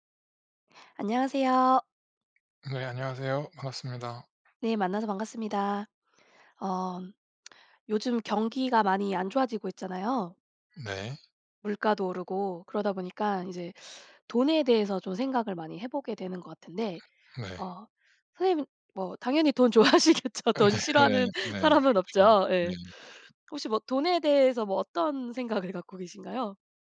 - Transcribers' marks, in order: other background noise; lip smack; laughing while speaking: "돈 좋아하시겠죠? 돈 싫어하는"; laughing while speaking: "아 네네"
- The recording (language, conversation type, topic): Korean, unstructured, 돈에 관해 가장 놀라운 사실은 무엇인가요?